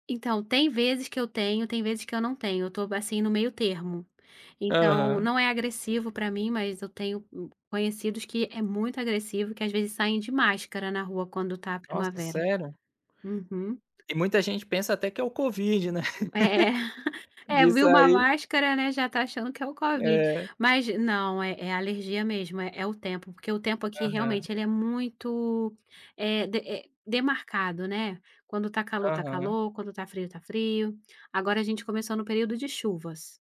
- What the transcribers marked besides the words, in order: tapping; laughing while speaking: "É"; laugh; other background noise
- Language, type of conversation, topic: Portuguese, podcast, Como as mudanças sazonais influenciam nossa saúde?
- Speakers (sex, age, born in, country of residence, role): female, 35-39, Brazil, Portugal, guest; male, 25-29, Brazil, Spain, host